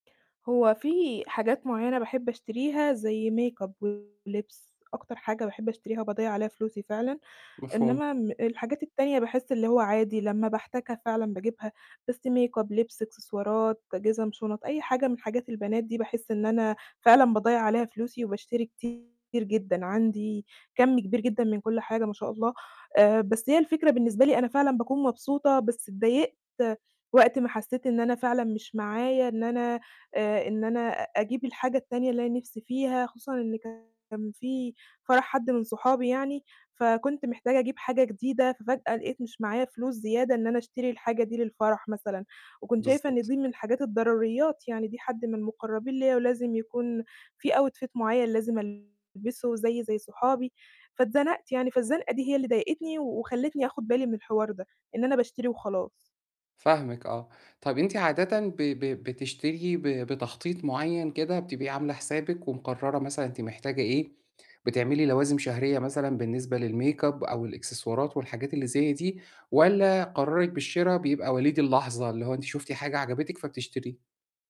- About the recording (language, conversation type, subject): Arabic, advice, إزاي أفرق بين اللي أنا عايزه بجد وبين اللي ضروري؟
- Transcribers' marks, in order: in English: "makeup"; distorted speech; in English: "makeup"; in English: "outfit"; in English: "للmakeup"